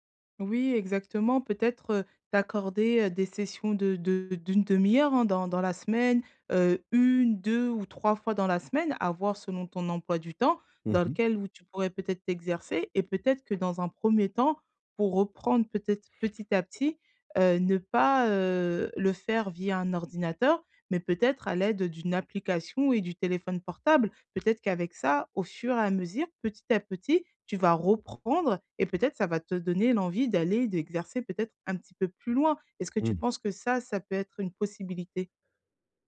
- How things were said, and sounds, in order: other background noise; tapping
- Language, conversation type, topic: French, advice, Comment puis-je trouver du temps pour une nouvelle passion ?